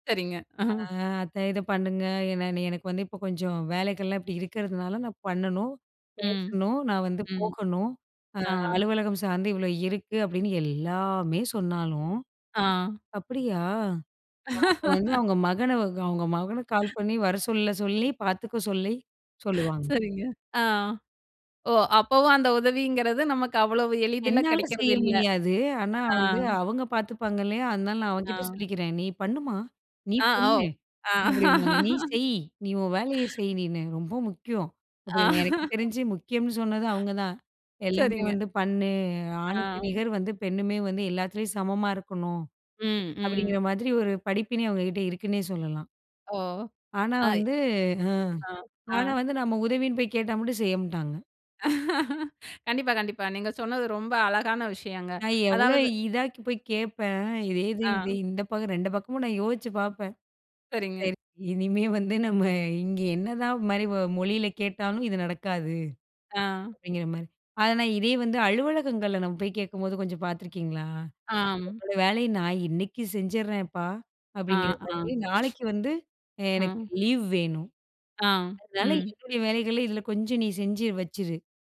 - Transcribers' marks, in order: laugh; other noise; sigh; laugh; sigh; laugh; sigh; laugh; "இதா" said as "இதாகக்கி"
- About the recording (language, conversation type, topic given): Tamil, podcast, உதவி தேவைப்பட்டால் அதை நீங்கள் எப்படிக் கேட்கிறீர்கள்?